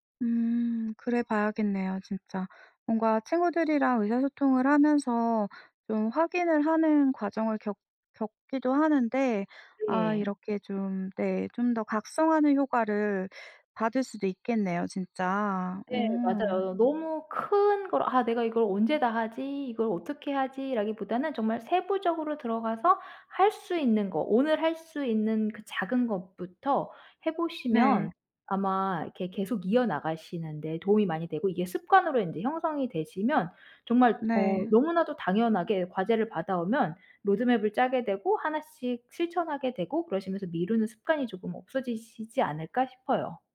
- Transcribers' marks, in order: none
- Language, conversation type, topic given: Korean, advice, 중요한 프로젝트를 미루다 보니 마감이 코앞인데, 지금 어떻게 진행하면 좋을까요?